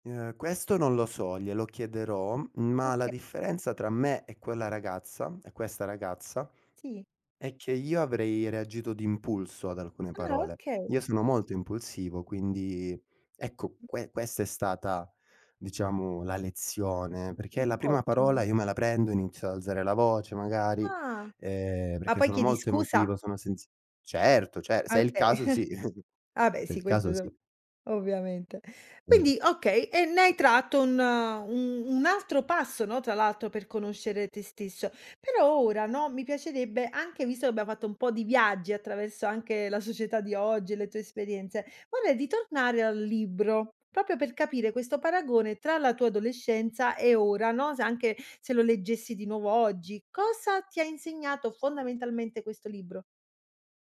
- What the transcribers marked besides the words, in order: "Okay" said as "Oka"; "Okay" said as "kay"; other background noise; chuckle; unintelligible speech; "proprio" said as "popio"
- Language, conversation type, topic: Italian, podcast, Come fai a conoscerti davvero meglio?